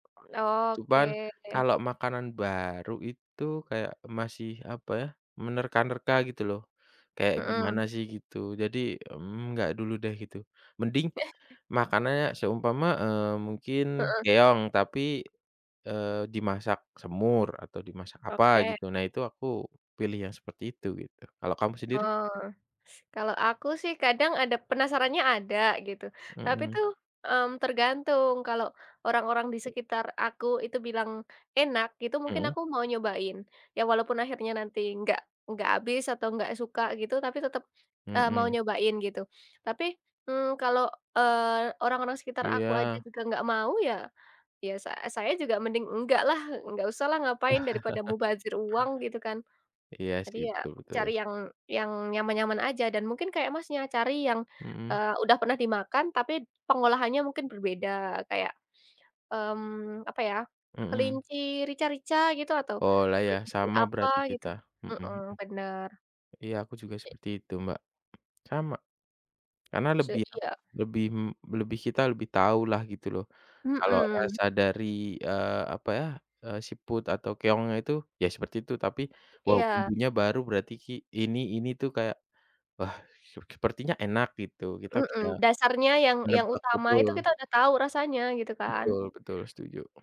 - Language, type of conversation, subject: Indonesian, unstructured, Pernahkah kamu mencoba makanan yang rasanya benar-benar aneh?
- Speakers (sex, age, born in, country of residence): female, 20-24, Indonesia, Indonesia; male, 25-29, Indonesia, Indonesia
- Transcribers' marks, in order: tapping; chuckle; other background noise; chuckle